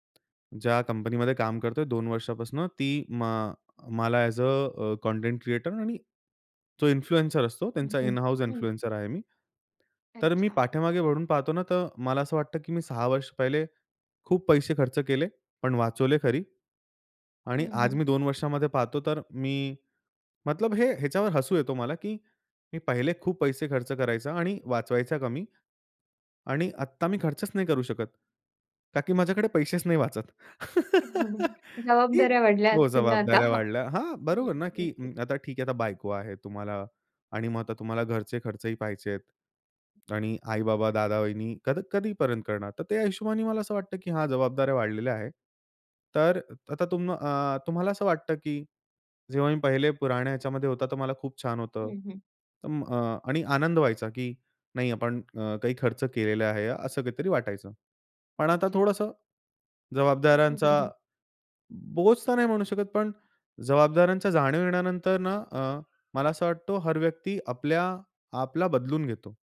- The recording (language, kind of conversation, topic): Marathi, podcast, पहिल्या पगारावर तुम्ही काय केलं?
- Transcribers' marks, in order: in English: "अ‍ॅज अ कंटेंट क्रिएटर"; in English: "इन्फ्लुएन्सर"; in English: "इन हाउस इन्फ्लुएन्सर"; laughing while speaking: "पैसेच नाही वाचत"; laugh; chuckle; tapping; laughing while speaking: "आता?"; chuckle